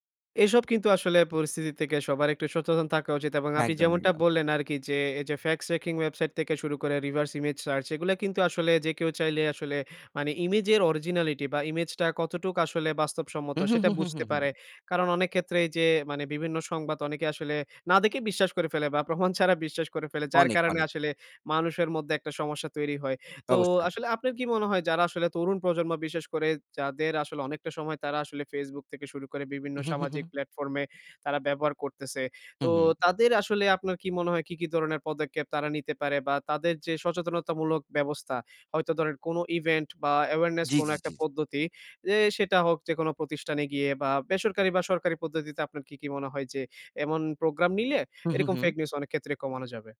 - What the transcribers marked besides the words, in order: tapping; "থেকে" said as "তেকে"; "থাকা" said as "তাকা"; "ফ্যাক্টস চেকিং" said as "ফ্যাক্স রেকিং"; "থেকে" said as "তেকে"; "ক্ষেত্রেই" said as "কেত্রেই"; "দেখে" said as "দেকে"; laughing while speaking: "প্রমাণ ছাড়া বিশ্বাস করে ফেলে"; "থেকে" said as "তেকে"; "বিভিন্ন" said as "বিবিন্ন"; "ধরনের" said as "দরনের"; "ধরেন" said as "দরেন"; in English: "awareness"; "পদ্ধতি" said as "পদ্দতি"; "পদ্ধতিতে" said as "পদ্দতিতে"
- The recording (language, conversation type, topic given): Bengali, podcast, ভুয়া খবর মোকাবিলায় সাংবাদিকতা কতটা জবাবদিহি করছে?